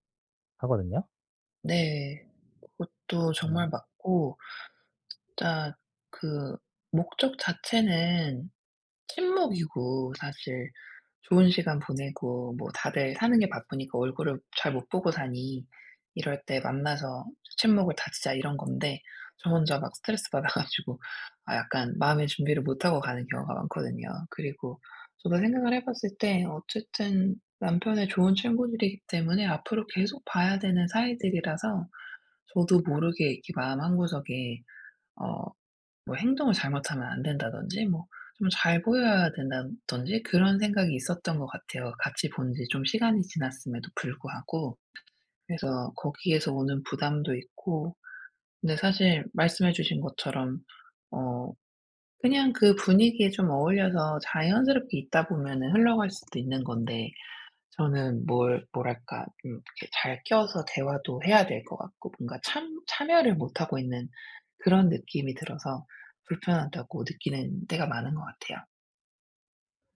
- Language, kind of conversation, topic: Korean, advice, 파티나 모임에서 어색함을 자주 느끼는데 어떻게 하면 자연스럽게 어울릴 수 있을까요?
- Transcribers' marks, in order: other background noise; tapping; laughing while speaking: "받아"